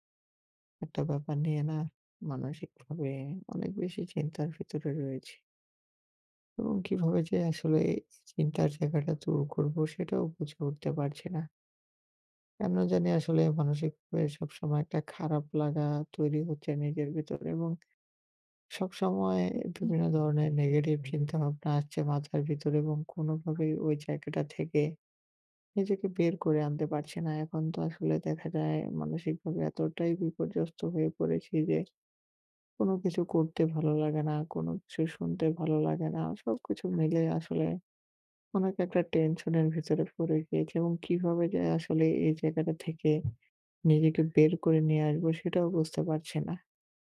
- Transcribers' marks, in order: other background noise; tapping
- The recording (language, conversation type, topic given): Bengali, advice, ব্যর্থ হলে কীভাবে নিজের মূল্য কম ভাবা বন্ধ করতে পারি?